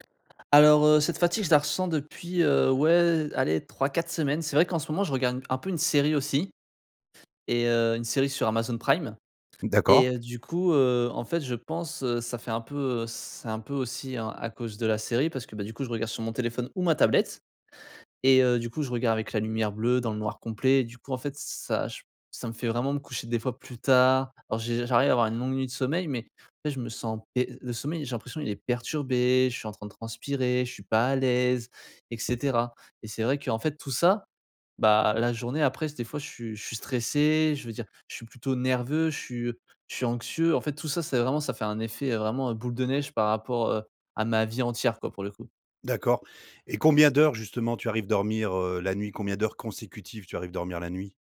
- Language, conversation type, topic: French, advice, Pourquoi suis-je constamment fatigué, même après une longue nuit de sommeil ?
- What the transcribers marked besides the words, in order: tapping